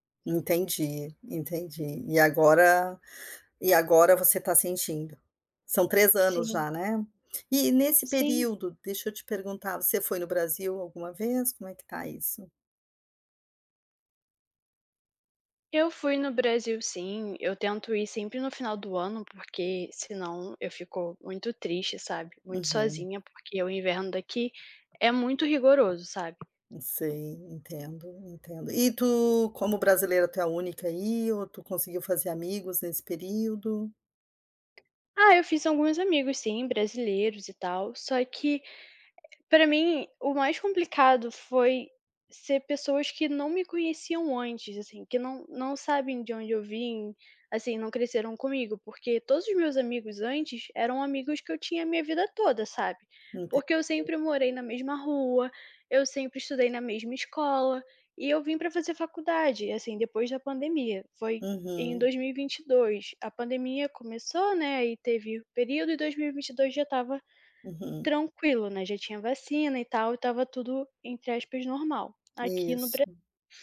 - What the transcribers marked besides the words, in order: tapping; other background noise
- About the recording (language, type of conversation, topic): Portuguese, advice, Como lidar com uma saudade intensa de casa e das comidas tradicionais?